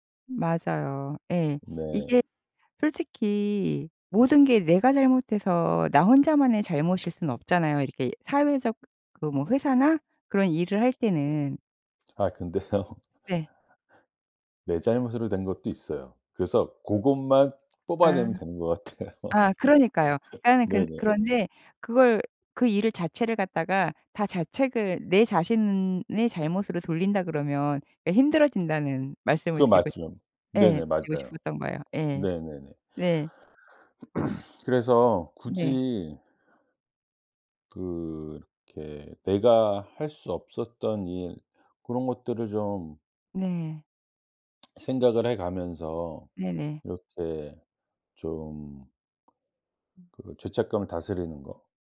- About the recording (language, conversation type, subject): Korean, podcast, 실패로 인한 죄책감은 어떻게 다스리나요?
- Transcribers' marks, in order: other background noise; laughing while speaking: "근데요"; laughing while speaking: "같아요"; laugh; throat clearing; lip smack